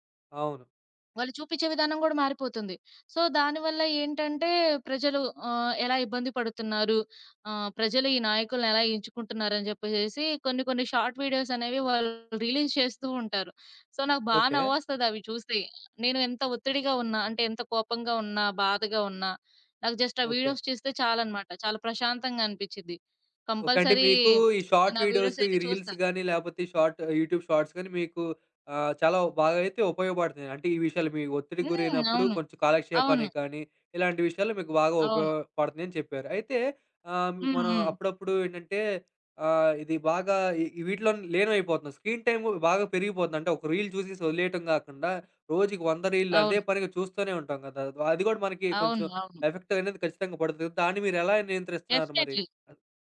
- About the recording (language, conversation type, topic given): Telugu, podcast, షార్ట్ వీడియోలు ప్రజల వినోద రుచిని ఎలా మార్చాయి?
- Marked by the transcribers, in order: in English: "సో"; in English: "షార్ట్ వీడియోస్"; in English: "రిలీజ్"; in English: "సో"; in English: "జస్ట్"; in English: "వీడియోస్"; in English: "కంపల్సరీ"; tapping; in English: "షార్ట్"; in English: "షార్ట్ యూట్యూబ్ షార్ట్స్"; in English: "రీల్"; in English: "డెఫినెట్‌లీ"